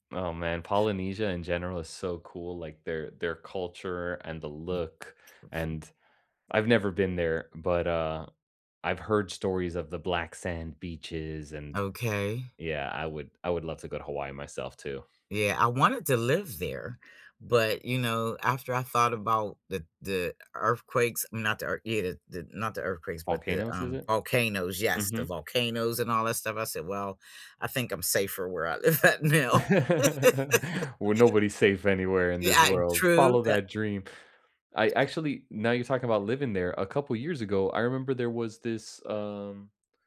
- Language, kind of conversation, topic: English, unstructured, What small daily habit are you most proud of maintaining, and why does it matter to you?
- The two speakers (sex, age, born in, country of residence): female, 65-69, United States, United States; male, 40-44, United States, United States
- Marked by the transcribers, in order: other background noise; laugh; laughing while speaking: "live at now"; laugh